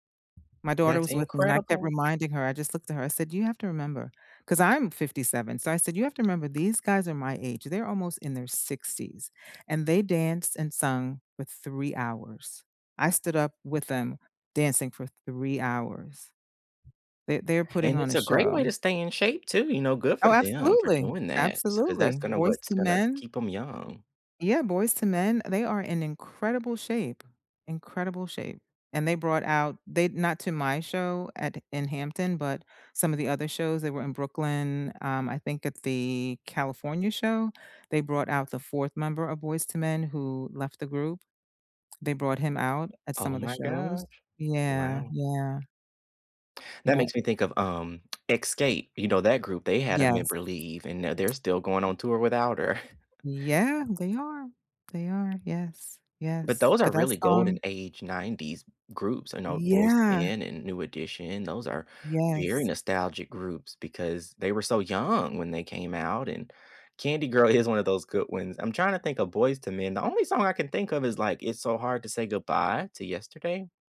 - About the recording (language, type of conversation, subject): English, unstructured, What was the last song you couldn't stop replaying, and what memory or feeling made it stick?
- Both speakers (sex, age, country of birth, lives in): female, 55-59, United States, United States; male, 30-34, United States, United States
- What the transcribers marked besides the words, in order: other background noise; lip smack; tapping; chuckle; stressed: "young"